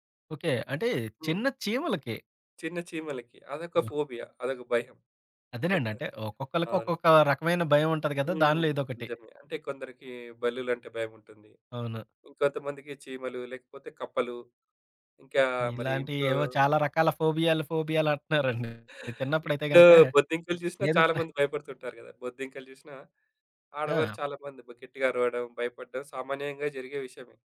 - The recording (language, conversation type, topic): Telugu, podcast, ఆలోచనలు వేగంగా పరుగెత్తుతున్నప్పుడు వాటిని ఎలా నెమ్మదింపచేయాలి?
- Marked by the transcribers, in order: chuckle; other background noise